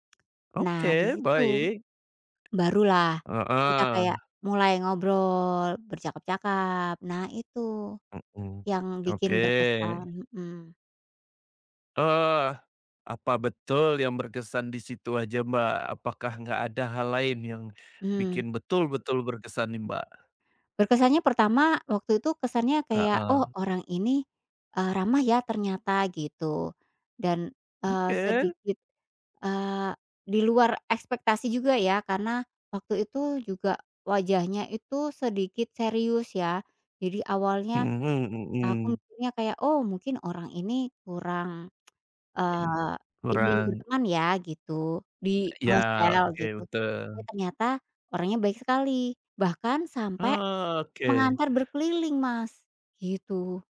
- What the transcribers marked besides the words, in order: other background noise; tsk
- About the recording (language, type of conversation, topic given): Indonesian, podcast, Siapa orang yang paling berkesan buat kamu saat bepergian ke luar negeri, dan bagaimana kamu bertemu dengannya?